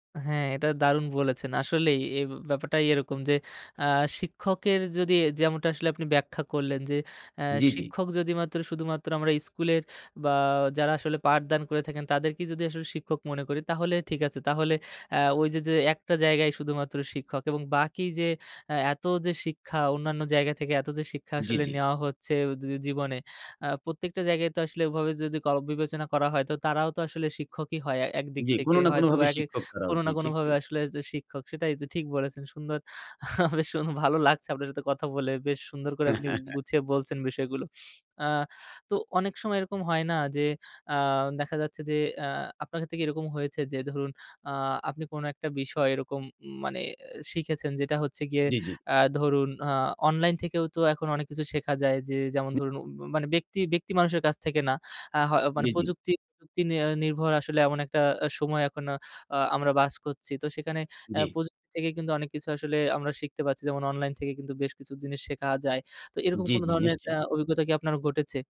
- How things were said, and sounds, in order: "স্কুলের" said as "ইস্কুলের"; chuckle; laughing while speaking: "বেশ সুন ভালো লাগছে আপনার সাথে কথা বলে"; chuckle; other background noise
- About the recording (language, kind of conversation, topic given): Bengali, podcast, শিক্ষক না থাকলেও কীভাবে নিজে শেখা যায়?